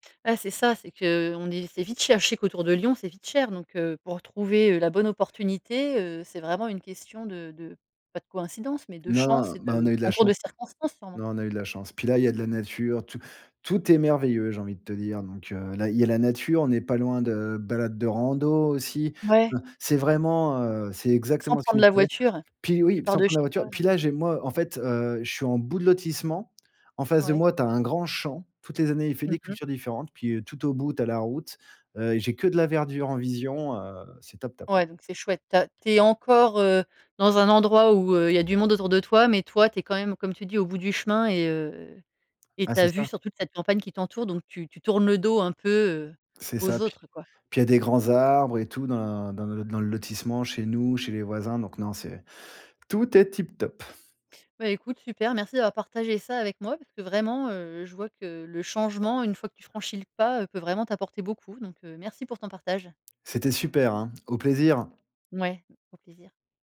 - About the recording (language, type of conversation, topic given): French, podcast, Qu'est-ce que la nature t'apporte au quotidien?
- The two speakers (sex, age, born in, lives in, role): female, 40-44, France, Netherlands, host; male, 40-44, France, France, guest
- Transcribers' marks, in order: stressed: "chance"; other background noise; unintelligible speech; trusting: "Tout est tip-top"; stressed: "tip-top"